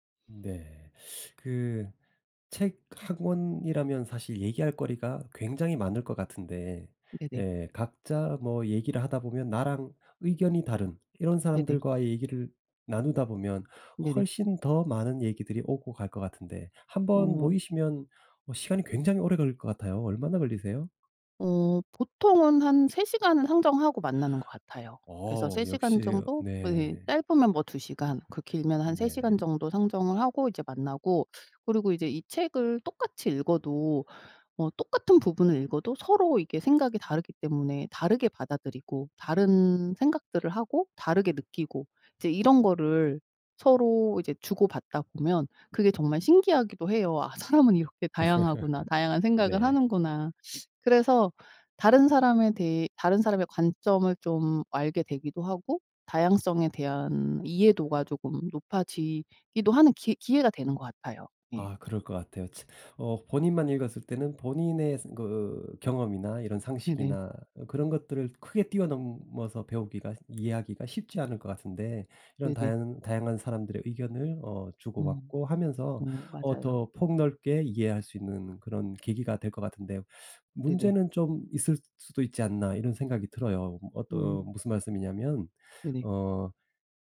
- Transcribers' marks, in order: laugh; sniff; other background noise
- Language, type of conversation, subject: Korean, podcast, 취미 모임이나 커뮤니티에 참여해 본 경험은 어땠나요?
- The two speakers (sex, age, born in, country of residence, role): female, 45-49, South Korea, United States, guest; male, 50-54, South Korea, United States, host